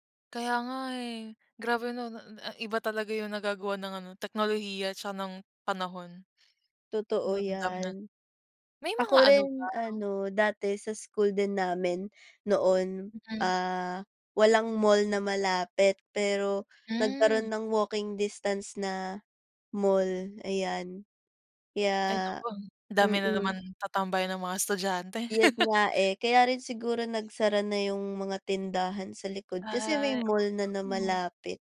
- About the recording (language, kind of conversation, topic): Filipino, unstructured, Ano ang mga pagbabagong nagulat ka sa lugar ninyo?
- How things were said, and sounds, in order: other background noise; laugh